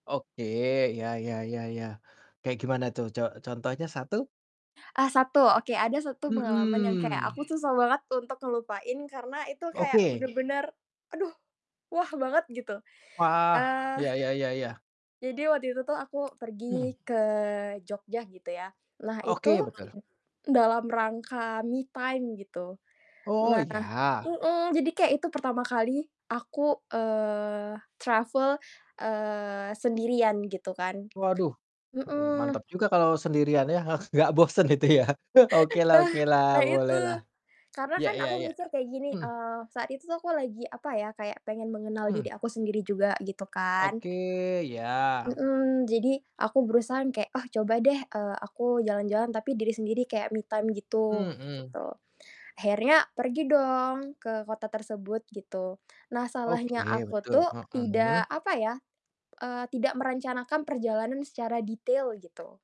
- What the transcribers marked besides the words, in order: drawn out: "Mhm"; background speech; other background noise; tapping; in English: "me time"; distorted speech; in English: "travel"; laughing while speaking: "bosen itu ya"; chuckle; in English: "me time"
- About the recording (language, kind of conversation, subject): Indonesian, unstructured, Apa kenangan liburan yang paling berkesan untukmu?